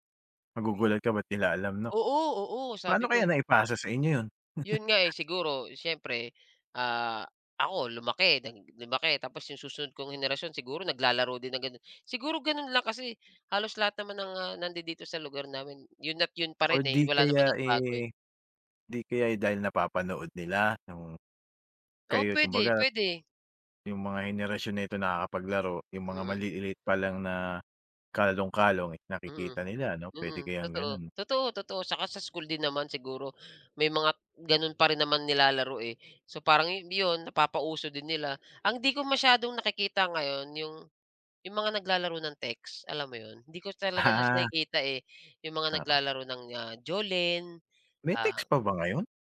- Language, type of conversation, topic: Filipino, podcast, Anong larong kalye ang hindi nawawala sa inyong purok, at paano ito nilalaro?
- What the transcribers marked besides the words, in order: tapping; other background noise